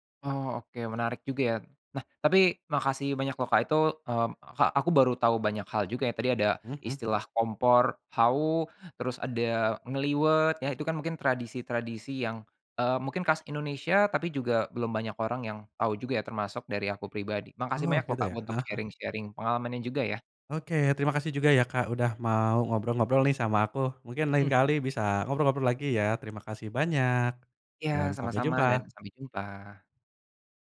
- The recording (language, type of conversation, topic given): Indonesian, podcast, Bagaimana tradisi makan keluarga Anda saat mudik atau pulang kampung?
- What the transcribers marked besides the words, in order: in English: "sharing-sharing"; other background noise